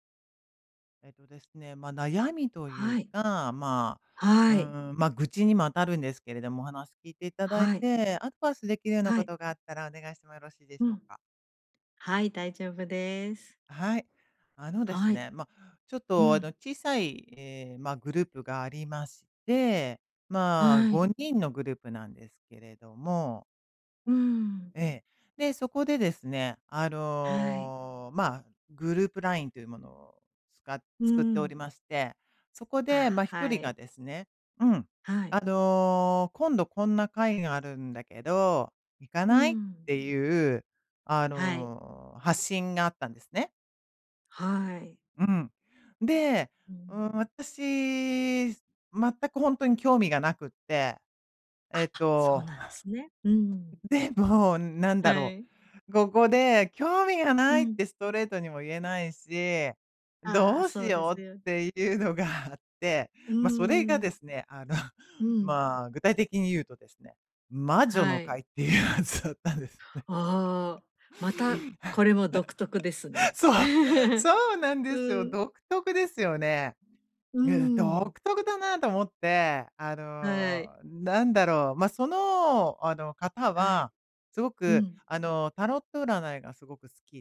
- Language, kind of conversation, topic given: Japanese, advice, グループのノリに馴染めないときはどうすればいいですか？
- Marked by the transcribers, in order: laughing while speaking: "でも"; laughing while speaking: "のがあって"; laugh; laughing while speaking: "いうやつだったんですね。 そう"; laugh; laugh